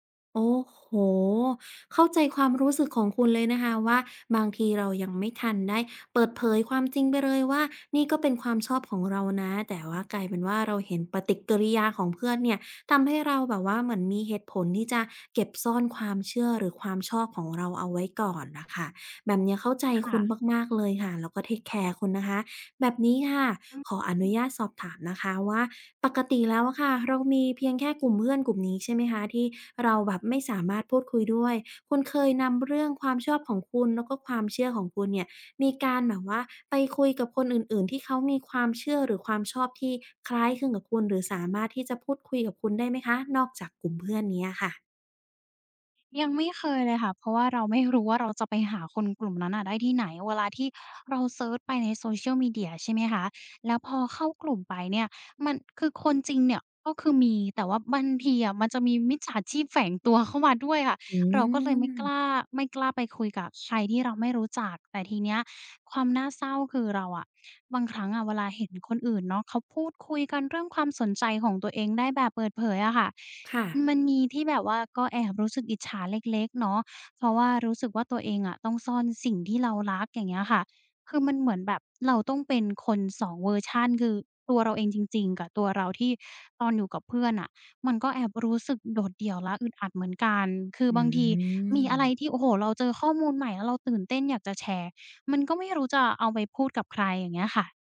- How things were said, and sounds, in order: surprised: "โอ้โฮ !"; drawn out: "อืม"; drawn out: "อืม"
- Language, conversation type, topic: Thai, advice, คุณเคยต้องซ่อนความชอบหรือความเชื่อของตัวเองเพื่อให้เข้ากับกลุ่มไหม?
- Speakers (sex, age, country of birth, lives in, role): female, 20-24, Thailand, Thailand, user; female, 25-29, Thailand, Thailand, advisor